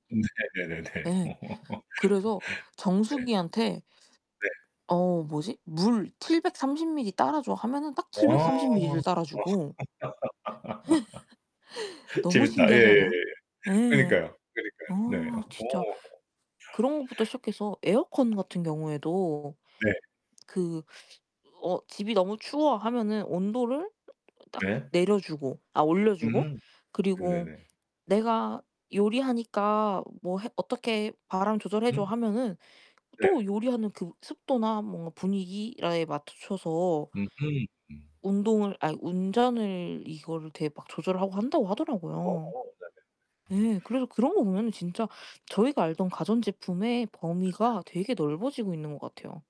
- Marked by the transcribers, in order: distorted speech; laughing while speaking: "네네네네"; laugh; other background noise; laugh; laughing while speaking: "재밌다. 예예예예"; laugh; laugh; unintelligible speech
- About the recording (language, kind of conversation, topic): Korean, unstructured, 인공지능은 미래를 어떻게 바꿀까요?